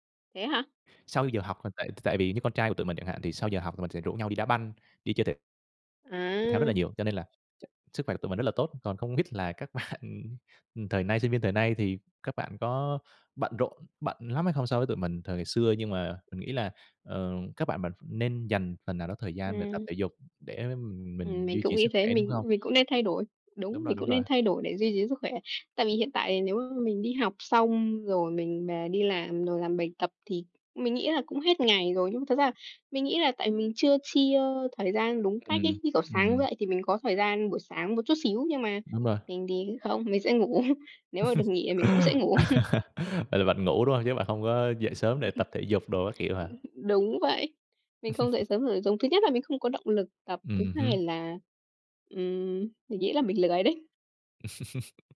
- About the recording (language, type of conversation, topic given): Vietnamese, unstructured, Bạn đã bao giờ ngạc nhiên về khả năng của cơ thể mình khi tập luyện chưa?
- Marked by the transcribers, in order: laughing while speaking: "bạn"; other background noise; tapping; laughing while speaking: "ngủ"; laugh; chuckle; laugh; laugh